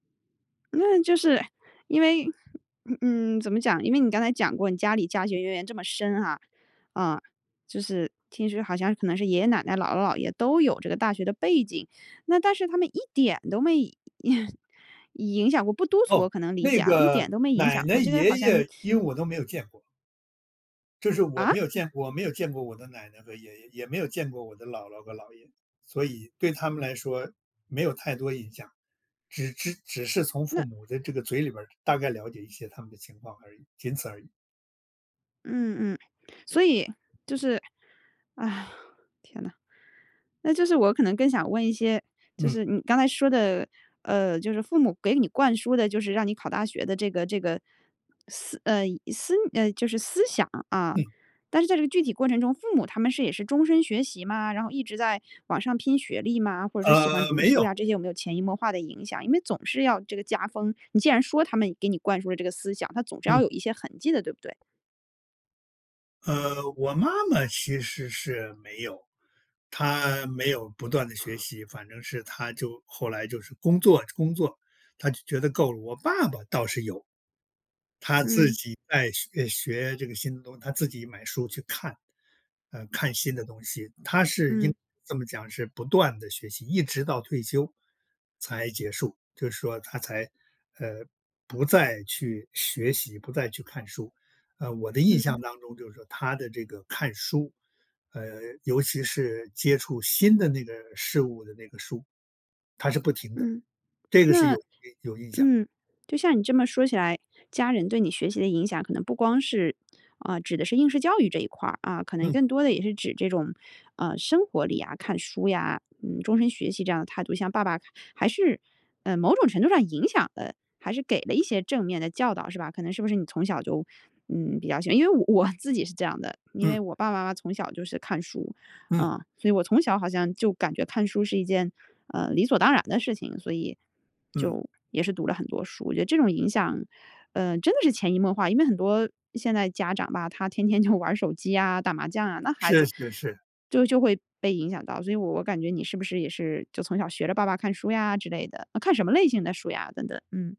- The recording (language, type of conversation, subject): Chinese, podcast, 家人对你的学习有哪些影响？
- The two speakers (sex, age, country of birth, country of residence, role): female, 35-39, China, United States, host; male, 70-74, China, United States, guest
- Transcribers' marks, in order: chuckle; other background noise; sigh; laughing while speaking: "玩儿"